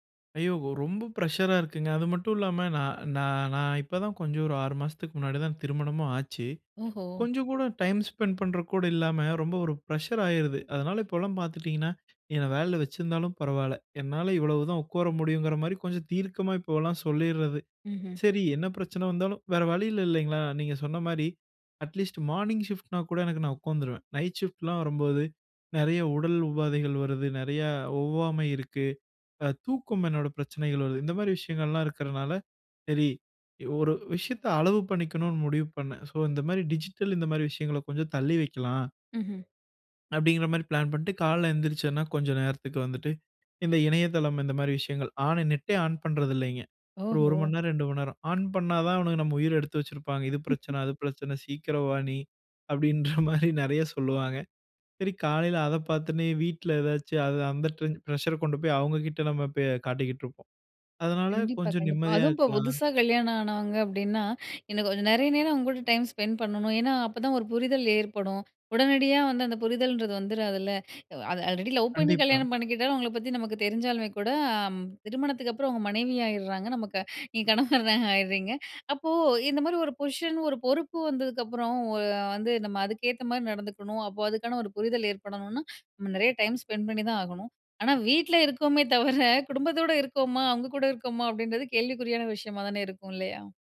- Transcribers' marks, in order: sad: "ஐயோ ரொம்ப பிரஷரா இருக்குங்க"; in English: "பிரஷரா"; in English: "டைம் ஸ்பெண்ட்"; in English: "பிரஷர்"; in English: "அட்லீஸ்ட் மார்னிங் ஷிப்ட்"; in English: "டிஜிட்டல்"; chuckle; laughing while speaking: "அப்பிடின்ற மாரி நிறைய சொல்லுவாங்க"; inhale; in English: "டைம் ஸ்பெண்ட்"; inhale; in English: "ஆல்ரெடி லவ்"; laughing while speaking: "நீங்க கணவரா ஆயிர்றீங்க"; in English: "பொசிஷன்"; inhale; in English: "டைம் ஸ்பெண்ட்"; laughing while speaking: "வீட்ல இருக்கோமே"
- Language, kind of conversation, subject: Tamil, podcast, டிஜிட்டல் டிட்டாக்ஸை எளிதாகக் கடைபிடிக்க முடியுமா, அதை எப்படி செய்யலாம்?